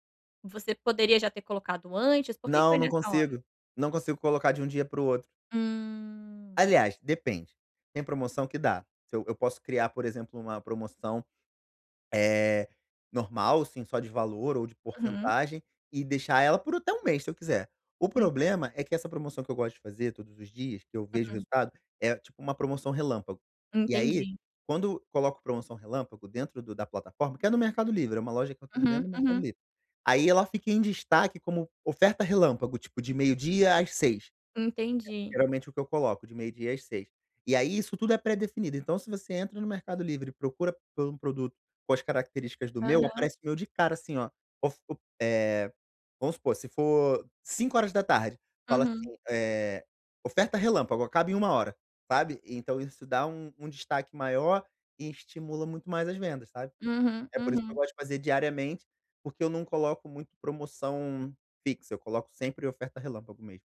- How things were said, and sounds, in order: drawn out: "Hum"; other background noise
- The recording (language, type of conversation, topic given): Portuguese, advice, Como posso organizar blocos de trabalho para evitar interrupções?